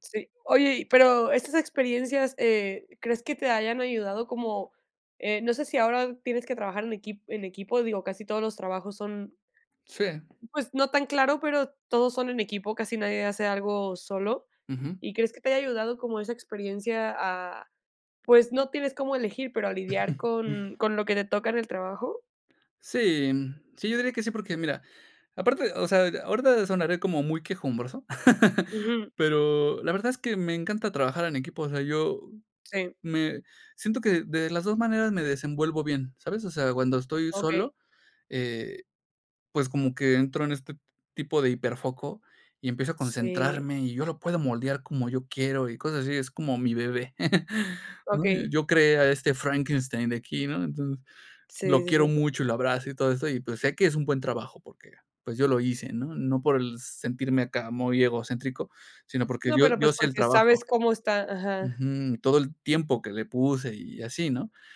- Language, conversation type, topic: Spanish, podcast, ¿Prefieres colaborar o trabajar solo cuando haces experimentos?
- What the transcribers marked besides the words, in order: chuckle; laugh; chuckle